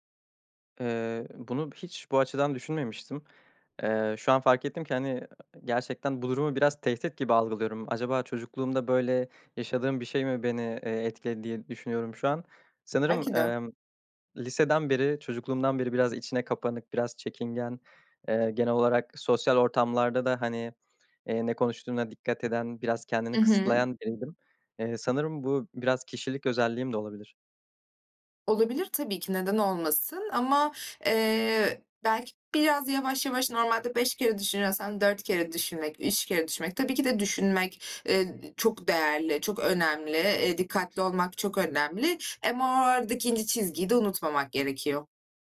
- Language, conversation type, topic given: Turkish, advice, Sosyal medyada gerçek benliğinizi neden saklıyorsunuz?
- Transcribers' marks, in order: other background noise; "biraz" said as "biyaz"